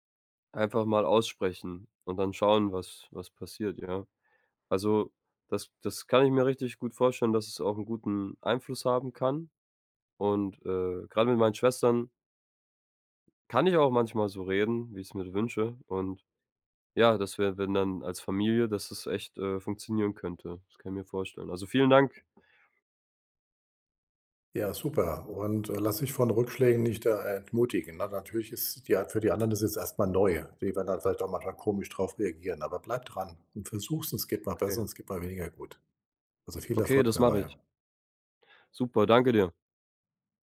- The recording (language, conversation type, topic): German, advice, Wie finden wir heraus, ob unsere emotionalen Bedürfnisse und Kommunikationsstile zueinander passen?
- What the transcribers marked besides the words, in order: other background noise